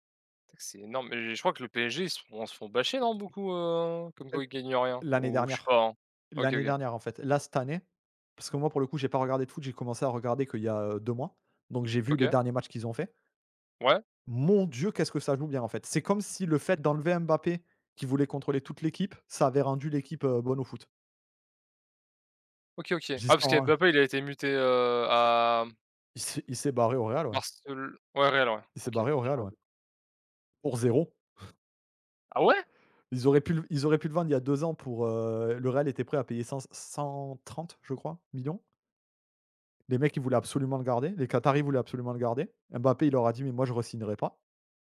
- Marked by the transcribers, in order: stressed: "Mon Dieu"; chuckle; surprised: "Ah ouais ?"
- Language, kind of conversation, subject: French, unstructured, Quel événement historique te rappelle un grand moment de bonheur ?